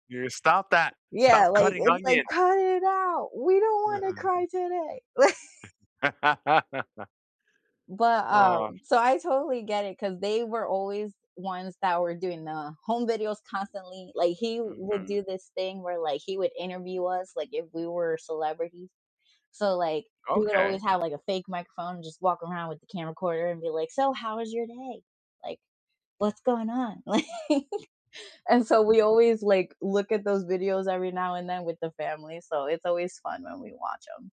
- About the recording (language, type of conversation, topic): English, unstructured, How do shared memories bring people closer together?
- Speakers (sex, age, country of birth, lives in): female, 25-29, United States, United States; male, 40-44, United States, United States
- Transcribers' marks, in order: tapping; other background noise; laugh; laughing while speaking: "Li"; laughing while speaking: "Like"